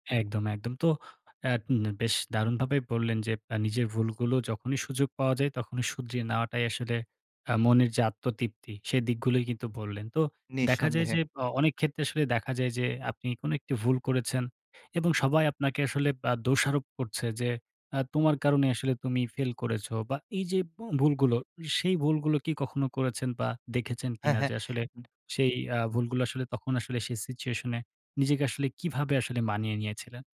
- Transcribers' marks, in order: tapping
- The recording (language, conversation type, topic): Bengali, podcast, কোনো বড় ভুল করার পর তুমি নিজেকে কীভাবে ক্ষমা করেছিলে?